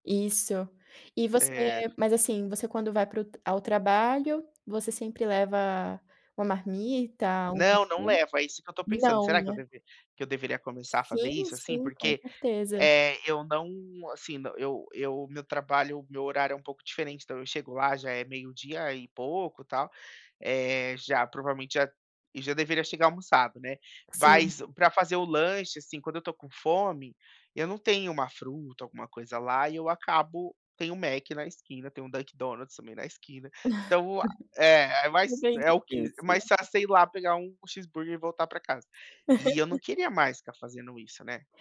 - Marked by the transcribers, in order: laugh; laugh
- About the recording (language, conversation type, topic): Portuguese, advice, Como posso controlar melhor os desejos por alimentos ultraprocessados?